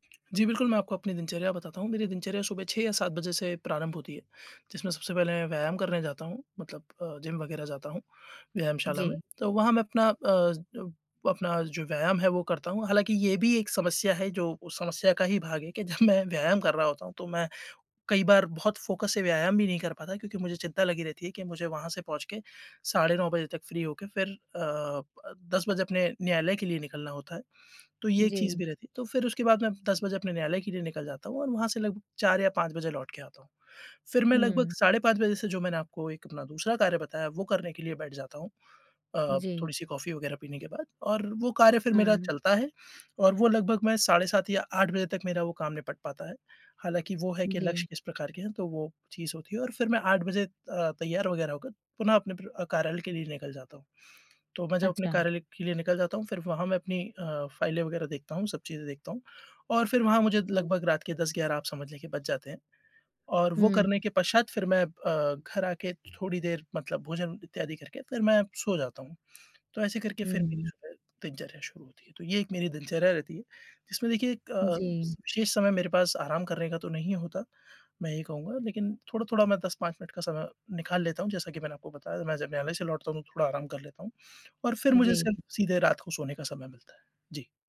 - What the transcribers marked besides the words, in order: lip smack; tapping; laughing while speaking: "जब मैं"; in English: "फोकस"; in English: "फ्री"; other background noise
- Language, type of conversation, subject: Hindi, advice, लंबे समय तक ध्यान कैसे केंद्रित रखूँ?